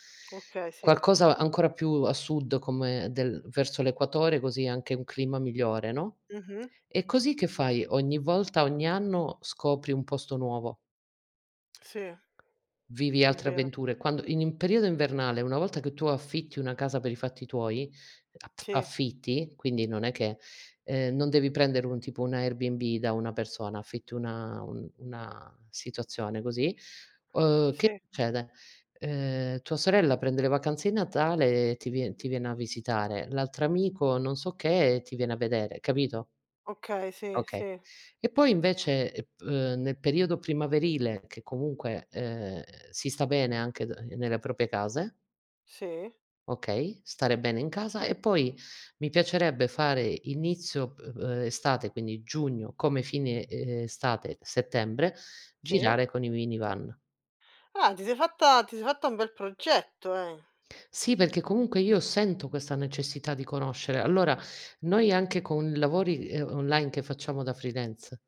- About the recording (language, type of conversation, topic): Italian, unstructured, Hai mai rinunciato a un sogno? Perché?
- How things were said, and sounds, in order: tapping; "in" said as "ini"; other background noise; "proprie" said as "propie"; in English: "freelance"